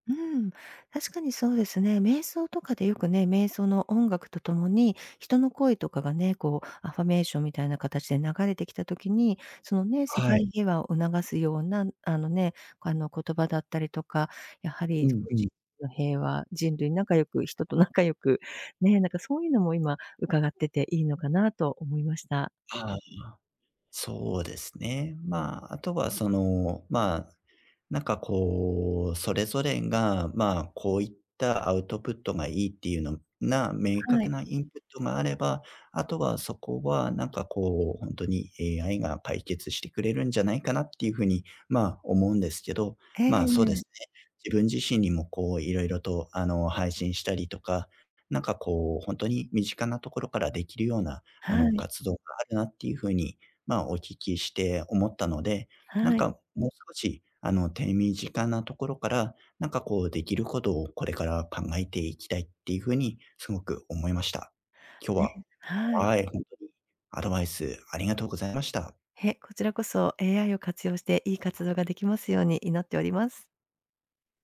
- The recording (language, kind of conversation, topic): Japanese, advice, 社会貢献や意味のある活動を始めるには、何から取り組めばよいですか？
- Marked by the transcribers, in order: in English: "affirmation"; unintelligible speech